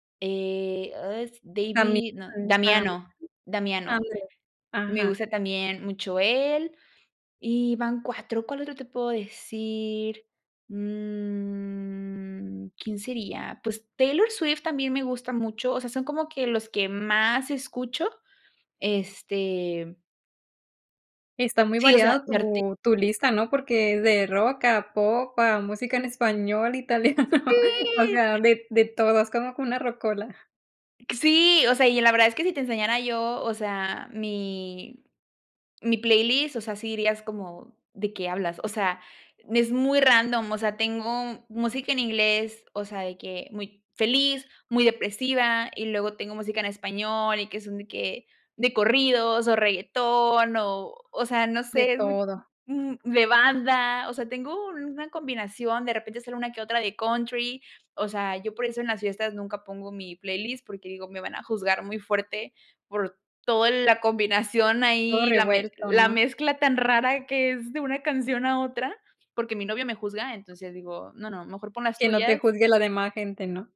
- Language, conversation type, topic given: Spanish, podcast, ¿Qué opinas de mezclar idiomas en una playlist compartida?
- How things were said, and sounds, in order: drawn out: "Mm"; laughing while speaking: "italiano"